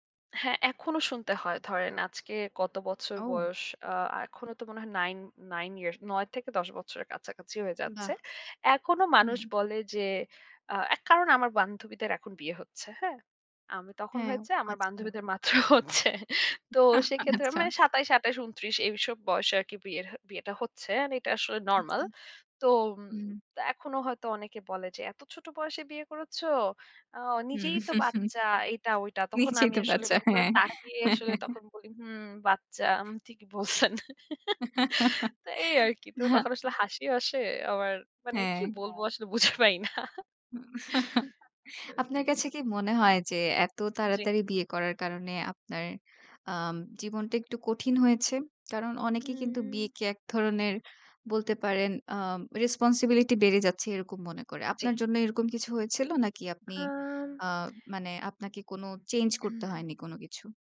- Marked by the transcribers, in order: in English: "years"; laugh; laughing while speaking: "মাত্র হচ্ছে"; put-on voice: "এত ছোট বয়সে বিয়ে করেছ? অ নিজেই তো বাচ্চা"; laugh; laughing while speaking: "নিজেই তো বাচ্চা হ্যাঁ"; other background noise; giggle; laugh; laughing while speaking: "আসলে বুঝে পাই না"; giggle; other noise; tsk
- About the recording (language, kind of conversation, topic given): Bengali, podcast, আপনি যদি নিজের তরুণ বয়সের নিজেকে পরামর্শ দিতে পারতেন, তাহলে কী বলতেন?